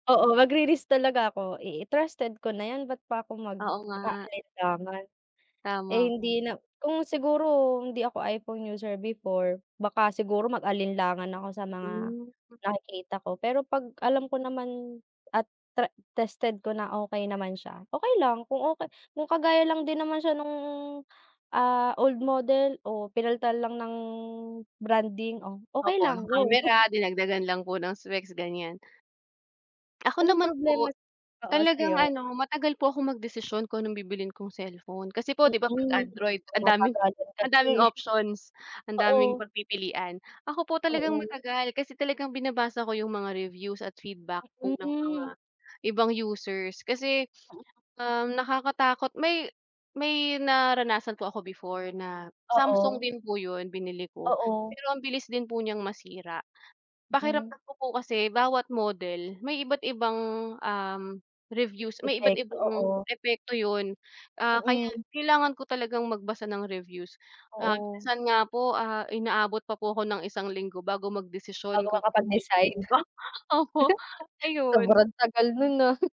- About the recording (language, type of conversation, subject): Filipino, unstructured, Anu-ano ang mga salik na isinasaalang-alang mo kapag bumibili ka ng kagamitang elektroniko?
- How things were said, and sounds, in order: chuckle; other background noise; tapping; chuckle; laughing while speaking: "opo"; chuckle